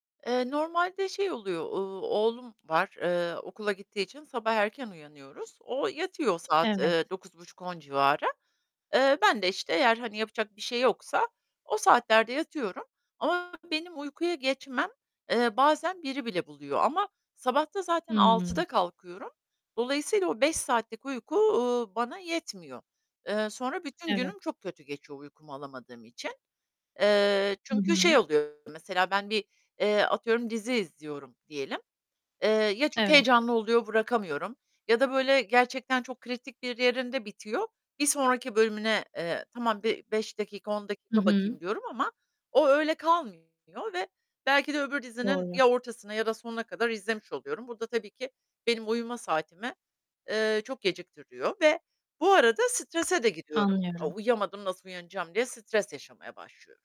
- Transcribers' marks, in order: other background noise; distorted speech; tapping; static
- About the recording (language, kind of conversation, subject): Turkish, advice, Gece ekran kullanımı nedeniyle uykuya dalmakta zorlanıyor musunuz?